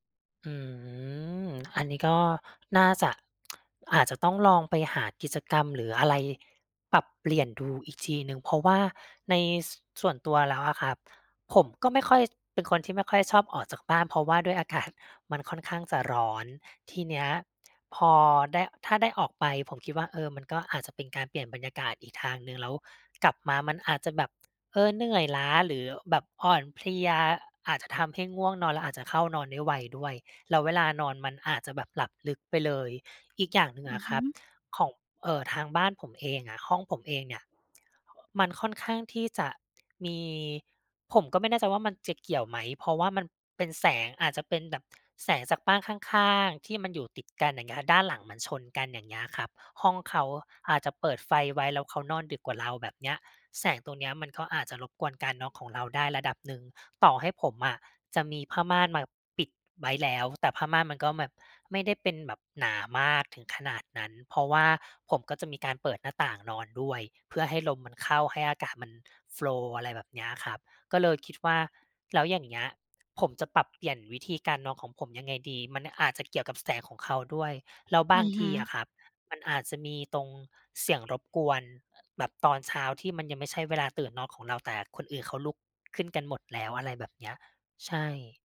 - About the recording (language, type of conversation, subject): Thai, advice, ทำไมตื่นมาไม่สดชื่นทั้งที่นอนพอ?
- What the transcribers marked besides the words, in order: tsk; laughing while speaking: "อากาศ"; other background noise; in English: "โฟลว์"